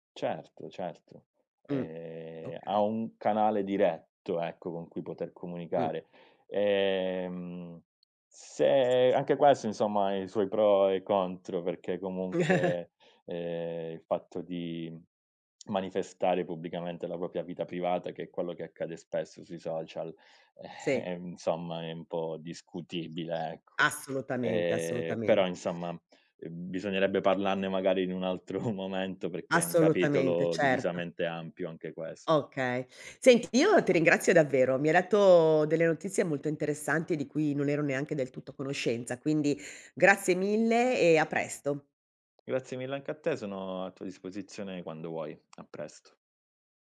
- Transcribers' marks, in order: chuckle; "propria" said as "propia"; "insomma" said as "nsomma"; laughing while speaking: "altro"
- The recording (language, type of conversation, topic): Italian, podcast, Come i social hanno cambiato il modo in cui ascoltiamo la musica?